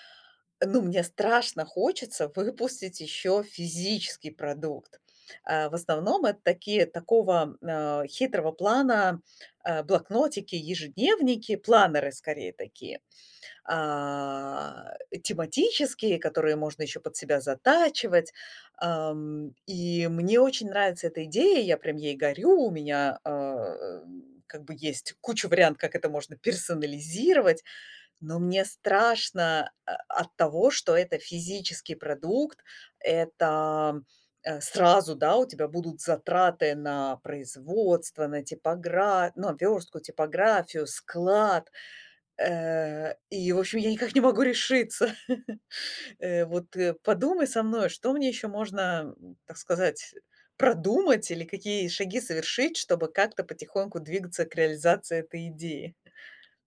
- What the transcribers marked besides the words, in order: chuckle; tapping
- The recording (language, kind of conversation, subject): Russian, advice, Как справиться с постоянным страхом провала при запуске своего первого продукта?